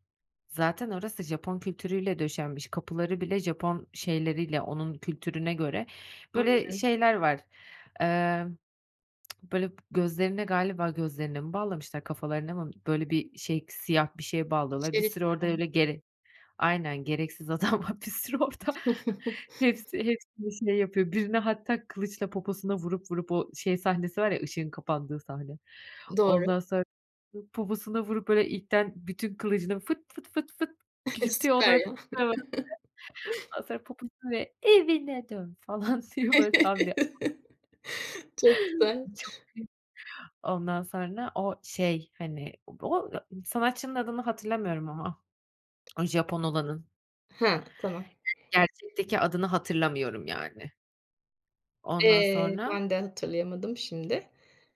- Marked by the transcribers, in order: other background noise; tapping; tsk; laughing while speaking: "adam var bir sürü orada"; chuckle; chuckle; unintelligible speech; chuckle; put-on voice: "Evine dön!"; laughing while speaking: "falan"; chuckle; unintelligible speech
- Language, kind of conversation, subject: Turkish, podcast, Unutulmaz bir film sahnesini nasıl anlatırsın?